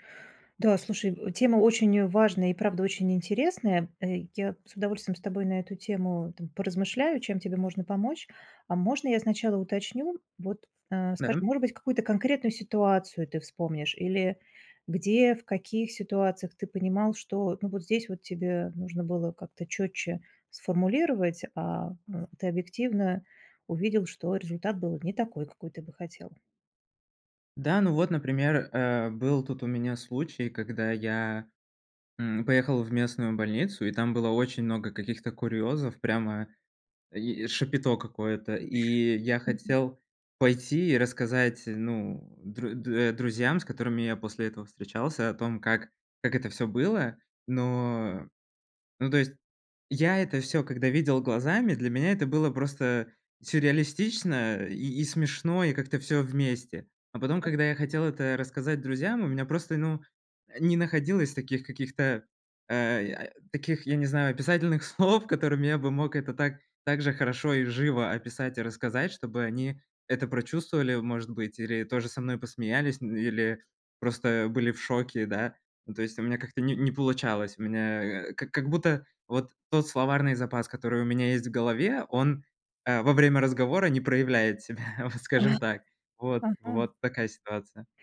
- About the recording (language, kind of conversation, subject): Russian, advice, Как мне ясно и кратко объяснять сложные идеи в группе?
- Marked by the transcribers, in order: laughing while speaking: "слов"; laughing while speaking: "себя"; other noise